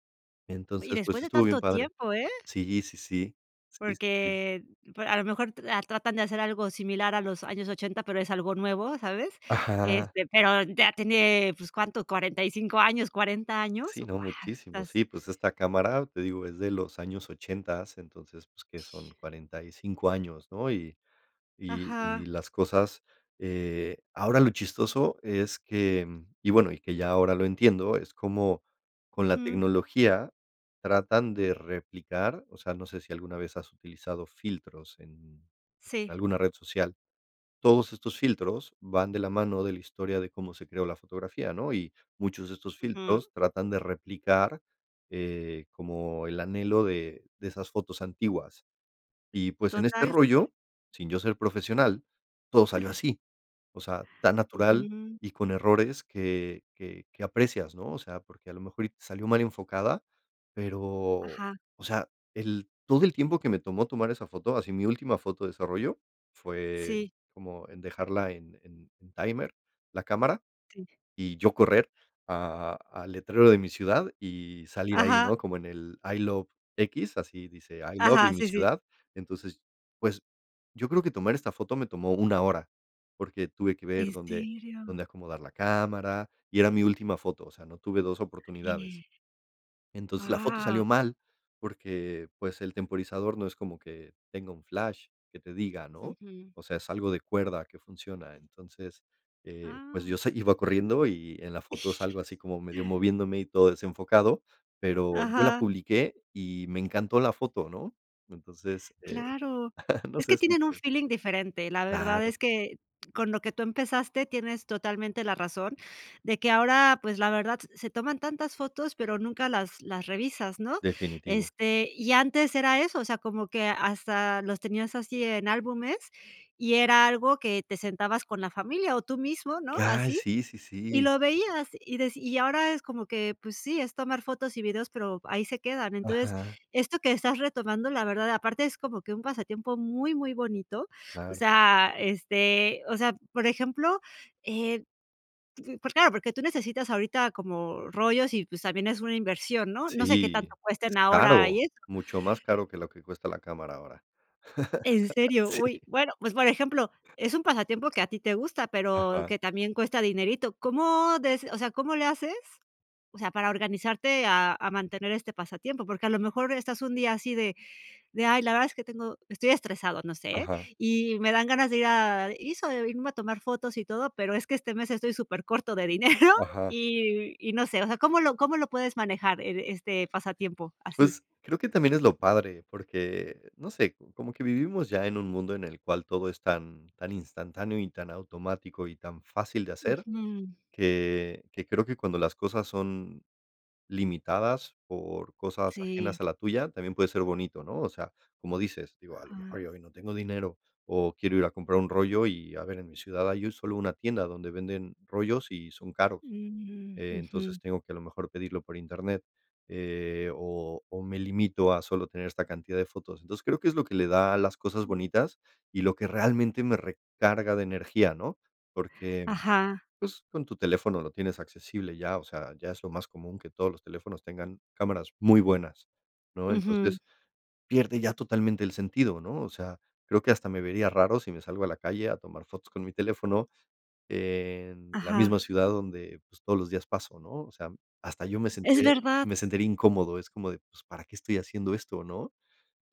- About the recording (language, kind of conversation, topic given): Spanish, podcast, ¿Qué pasatiempos te recargan las pilas?
- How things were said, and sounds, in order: chuckle; in English: "timer"; giggle; chuckle; unintelligible speech; chuckle; other background noise; other noise